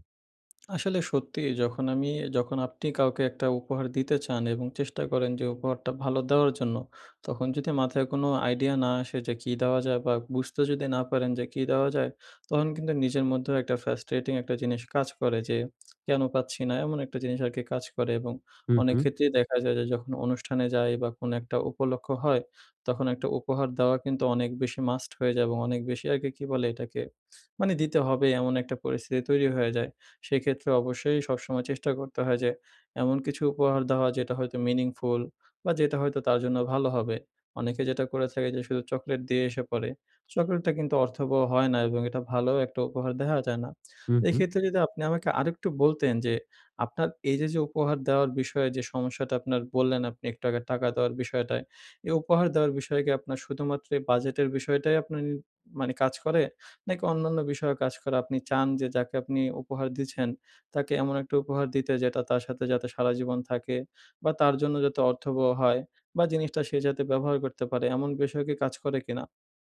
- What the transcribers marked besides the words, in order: in English: "আইডিয়া"; in English: "ফ্রাস্ট্রেটিং"; in English: "মাস্ট"; in English: "মিনিংফুল"
- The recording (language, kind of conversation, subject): Bengali, advice, উপহার নির্বাচন ও আইডিয়া পাওয়া